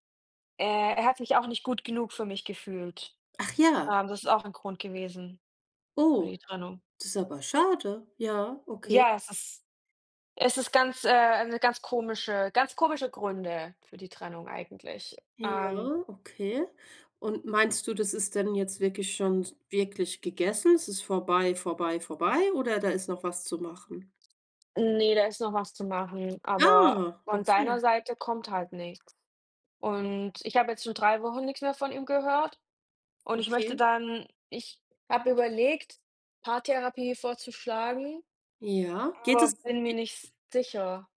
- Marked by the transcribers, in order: surprised: "Ah"; other background noise
- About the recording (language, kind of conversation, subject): German, unstructured, Wie zeigst du deinem Partner, dass du ihn schätzt?